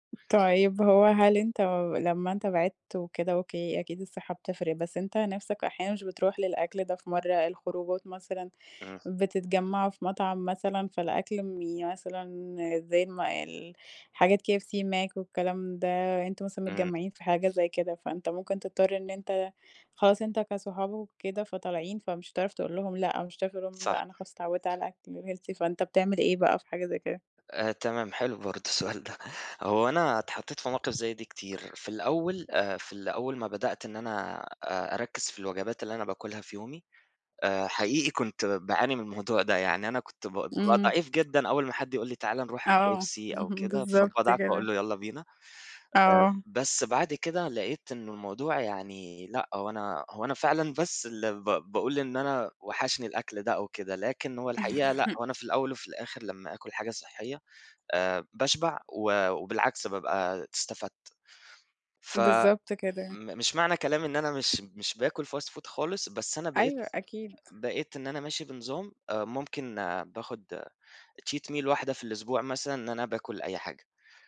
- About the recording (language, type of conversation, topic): Arabic, unstructured, هل إنت مؤمن إن الأكل ممكن يقرّب الناس من بعض؟
- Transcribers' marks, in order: tapping; in English: "الhealthy"; other background noise; laugh; in English: "fast food"; in English: "cheat meal"